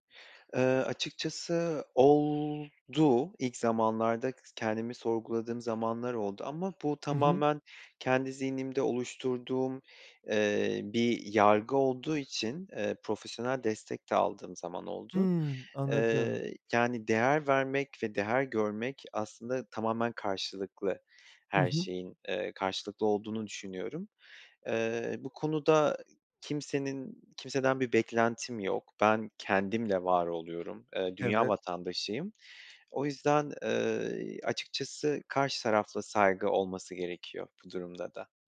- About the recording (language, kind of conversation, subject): Turkish, podcast, Çokkültürlü arkadaşlıklar sana neler kattı?
- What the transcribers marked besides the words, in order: tapping; other background noise